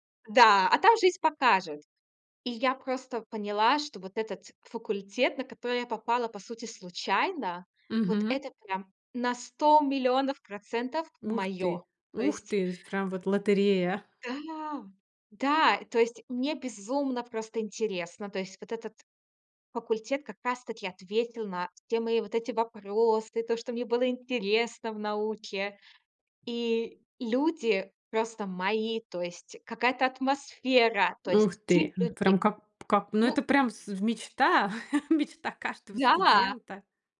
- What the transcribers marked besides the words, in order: tapping; laughing while speaking: "мечта каждого студента"
- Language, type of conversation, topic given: Russian, podcast, Как ты выбрал свою профессию?